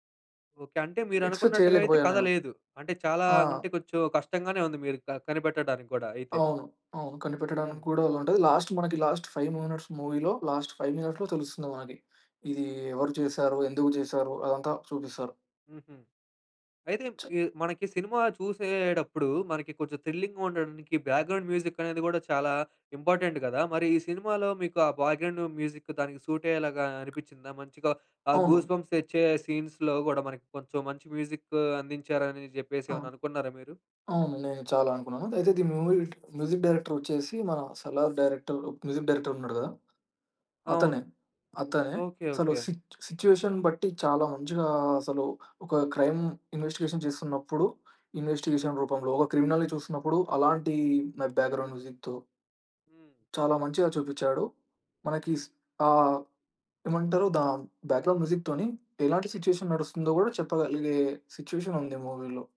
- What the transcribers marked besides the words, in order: in English: "ఎక్స్పెక్ట్"; in English: "లాస్ట్"; in English: "లాస్ట్ ఫైవ్ మినిట్స్ మూవీలో, లాస్ట్ ఫైవ్ మినిట్స్‌లో"; other background noise; in English: "థ్రిల్లింగ్‌గా"; in English: "బ్యాక్‌గ్రౌండ్ మ్యూజిక్"; in English: "ఇంపార్టెంట్"; in English: "బ్యాక్‌గ్రౌండ్ మ్యూజిక్"; in English: "సూట్"; tapping; in English: "గూస్‌బంప్స్"; in English: "సీన్స్‌లో"; in English: "మ్యూజిక్"; in English: "మూవీ మ్యూజిక్ డైరెక్టర్"; in English: "డైరెక్టర్ మ్యూజిక్ డైరెక్టర్"; in English: "సి సిట్యుయేషన్"; in English: "క్రైమ్ ఇన్వెస్టిగేషన్"; in English: "ఇన్వెస్టిగేషన్"; in English: "క్రిమినల్"; in English: "బ్యాక్‌గ్రౌండ్ మ్యూజిక్‌తో"; in English: "బ్యాక్‌గ్రౌండ్ మ్యూజిక్‌తోని"; in English: "మూవీలో"; in English: "సిట్యుయేషన్"; in English: "మూవీలో"
- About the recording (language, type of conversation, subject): Telugu, podcast, మీరు ఇప్పటికీ ఏ సినిమా కథను మర్చిపోలేక గుర్తు పెట్టుకుంటున్నారు?